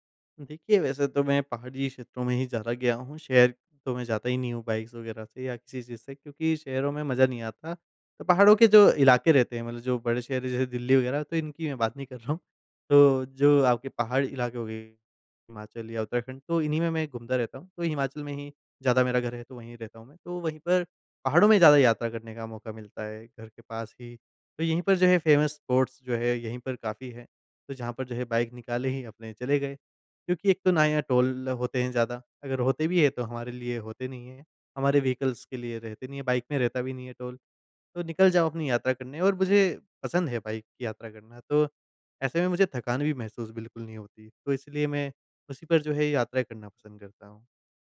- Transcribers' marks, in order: in English: "बाइक्स"; laughing while speaking: "रहा हूँ"; in English: "फ़ेमस स्पॉट्स"; in English: "टोल"; in English: "वीइकल्स"; in English: "टोल"
- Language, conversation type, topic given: Hindi, podcast, सोलो यात्रा ने आपको वास्तव में क्या सिखाया?